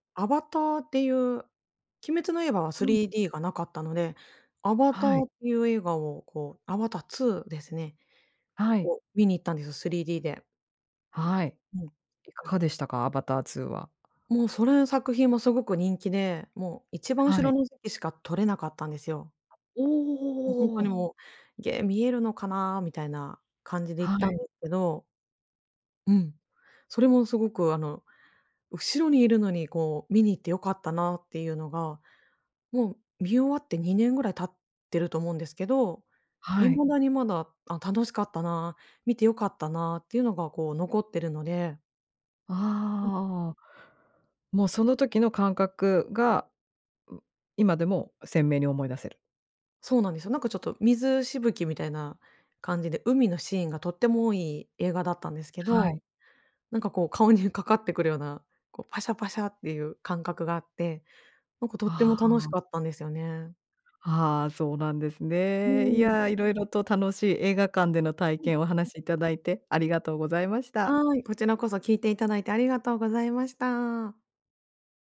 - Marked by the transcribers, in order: other background noise
- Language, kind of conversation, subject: Japanese, podcast, 配信の普及で映画館での鑑賞体験はどう変わったと思いますか？